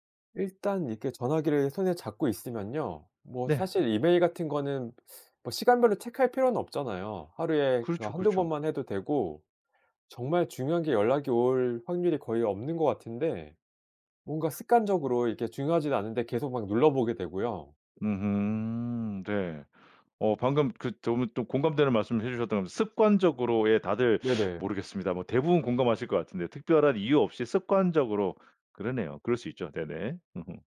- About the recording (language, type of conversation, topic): Korean, podcast, 디지털 디톡스는 어떻게 하세요?
- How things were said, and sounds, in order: teeth sucking